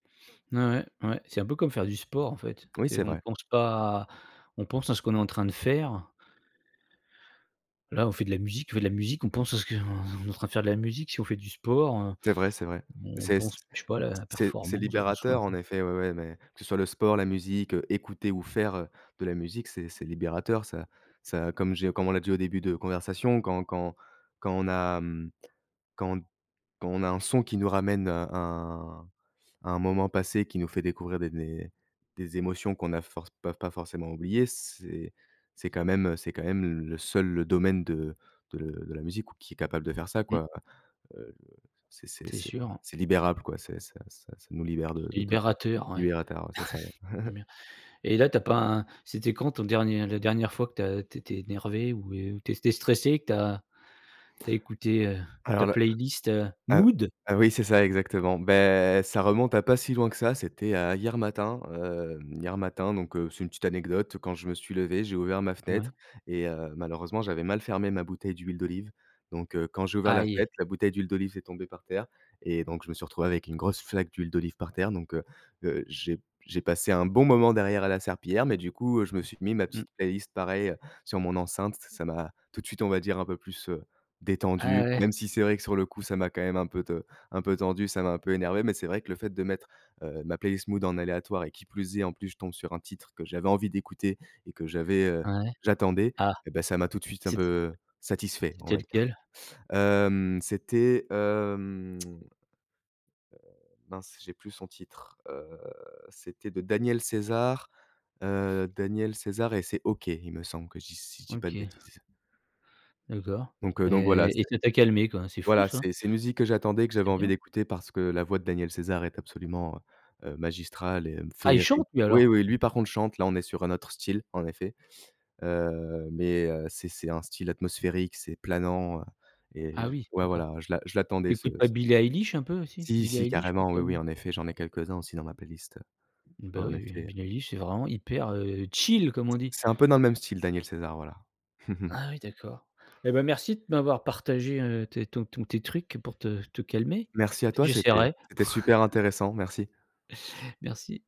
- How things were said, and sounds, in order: tapping; other background noise; chuckle; in English: "mood ?"; stressed: "mood"; stressed: "flaque"; in English: "mood"; stressed: "j'attendais"; tsk; stressed: "chante"; stressed: "chill"; chuckle; chuckle
- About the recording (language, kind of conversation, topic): French, podcast, Quelle musique te calme quand tu es stressé ?